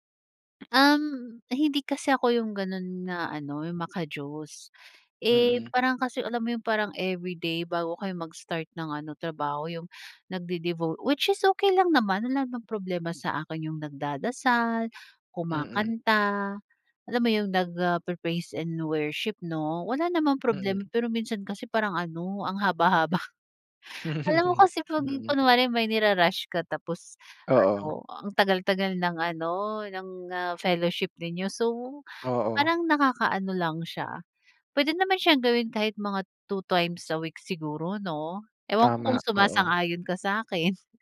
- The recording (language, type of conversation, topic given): Filipino, podcast, Anong simpleng nakagawian ang may pinakamalaking epekto sa iyo?
- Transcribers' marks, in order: tapping; chuckle; other background noise